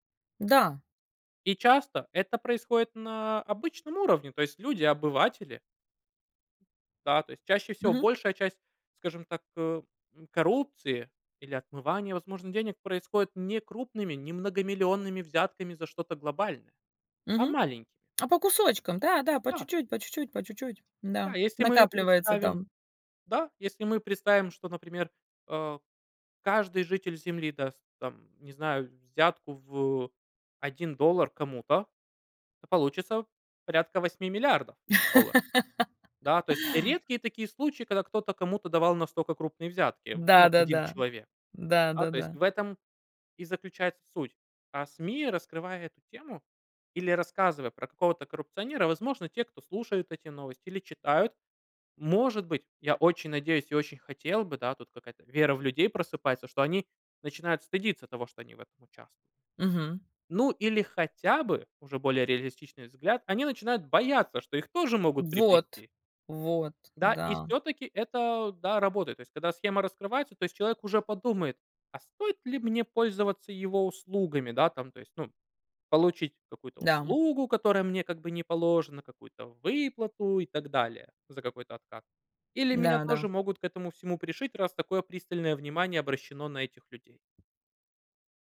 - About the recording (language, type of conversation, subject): Russian, unstructured, Как вы думаете, почему коррупция так часто обсуждается в СМИ?
- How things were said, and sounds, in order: other background noise; tapping; laugh